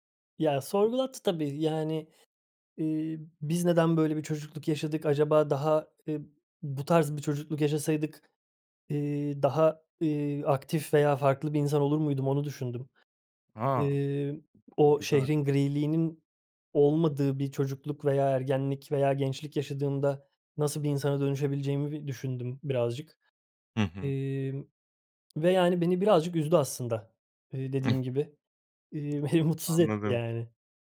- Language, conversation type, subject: Turkish, podcast, En iyi seyahat tavsiyen nedir?
- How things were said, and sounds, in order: tapping; chuckle; other background noise